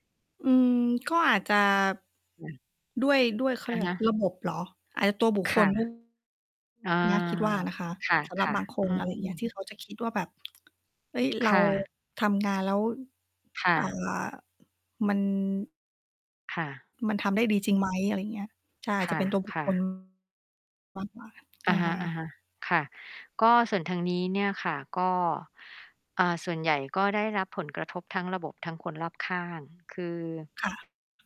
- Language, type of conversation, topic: Thai, unstructured, คุณเคยรู้สึกไหมว่าทำงานหนักแต่ไม่ได้รับการยอมรับ?
- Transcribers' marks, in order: distorted speech; other background noise; tapping